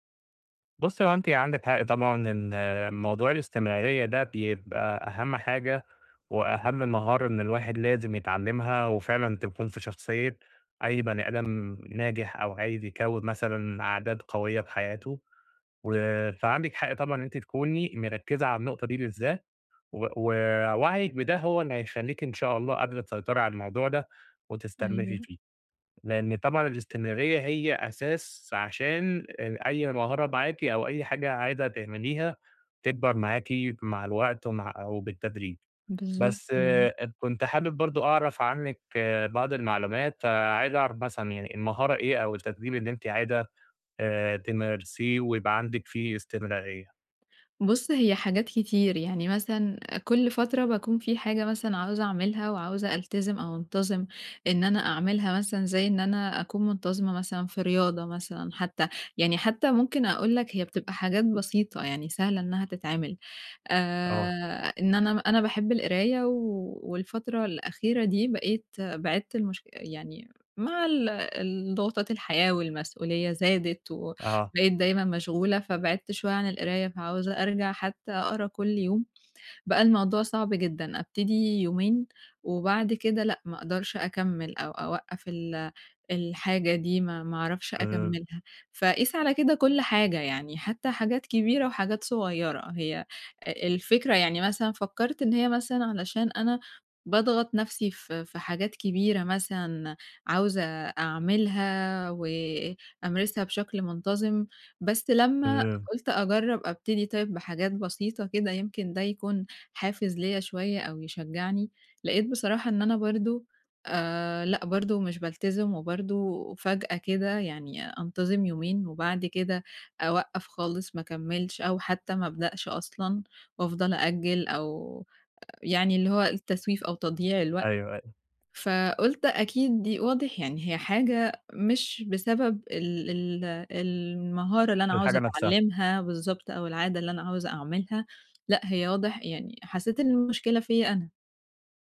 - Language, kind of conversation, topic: Arabic, advice, إزاي أبطل تسويف وأبني عادة تمرين يومية وأستمر عليها؟
- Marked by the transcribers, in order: tapping; unintelligible speech; unintelligible speech